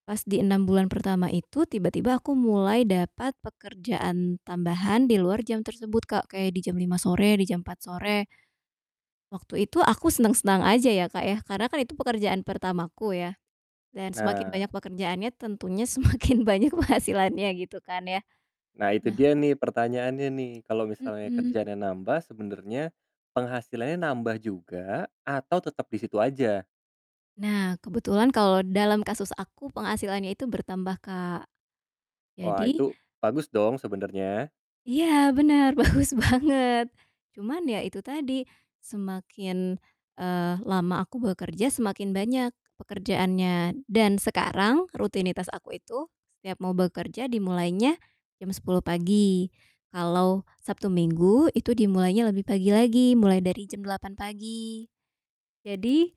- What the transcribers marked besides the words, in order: other background noise; laughing while speaking: "semakin"; laughing while speaking: "penghasilannya"; laughing while speaking: "bagus banget"
- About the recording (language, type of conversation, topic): Indonesian, podcast, Bagaimana kamu tetap termotivasi saat belajar terasa sulit?